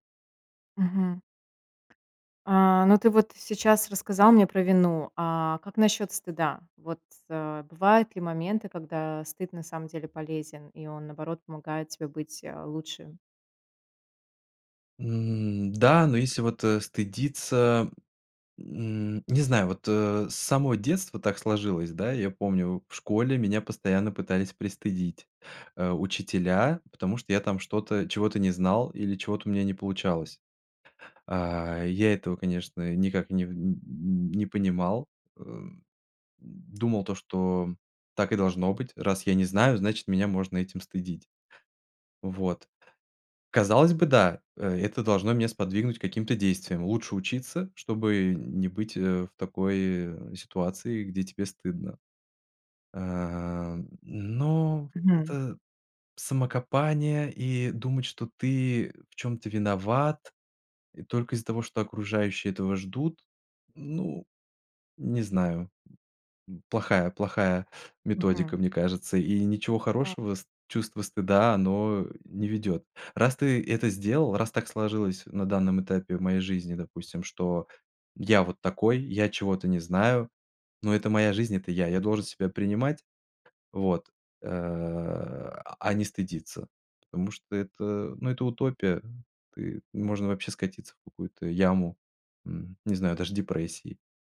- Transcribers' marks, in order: tapping; other background noise; drawn out: "А, но"
- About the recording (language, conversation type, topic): Russian, podcast, Как ты справляешься с чувством вины или стыда?
- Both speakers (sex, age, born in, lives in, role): female, 40-44, Russia, United States, host; male, 30-34, Russia, Spain, guest